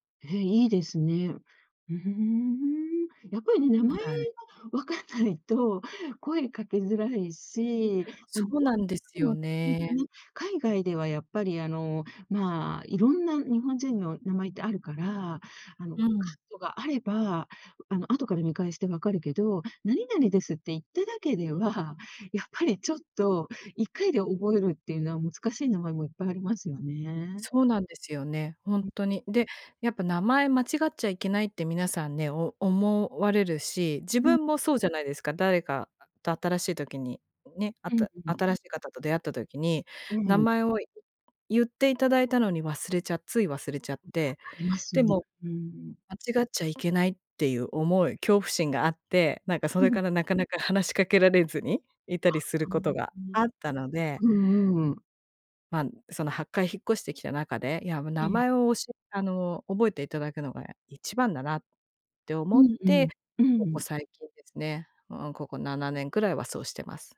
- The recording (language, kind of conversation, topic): Japanese, podcast, 新しい地域で人とつながるには、どうすればいいですか？
- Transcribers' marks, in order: chuckle; unintelligible speech; unintelligible speech; other background noise